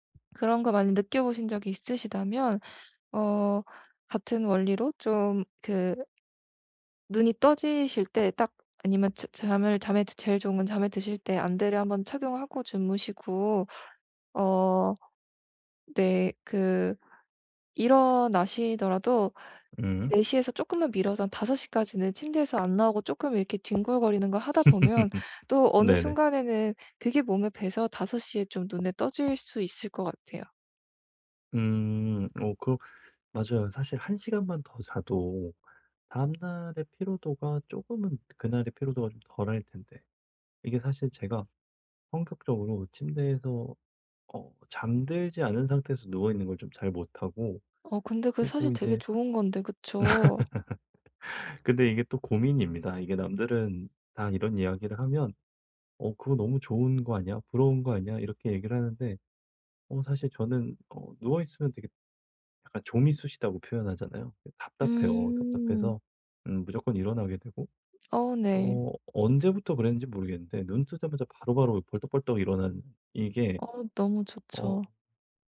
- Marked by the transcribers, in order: other background noise; laugh; laugh
- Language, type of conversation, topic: Korean, advice, 일정한 수면 스케줄을 만들고 꾸준히 지키려면 어떻게 하면 좋을까요?